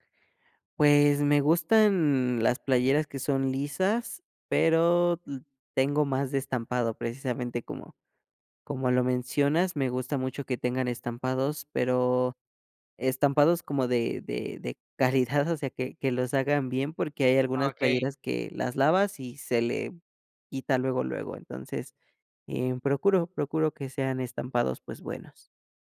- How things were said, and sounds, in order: laughing while speaking: "calidad"
- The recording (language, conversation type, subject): Spanish, podcast, ¿Qué prenda te define mejor y por qué?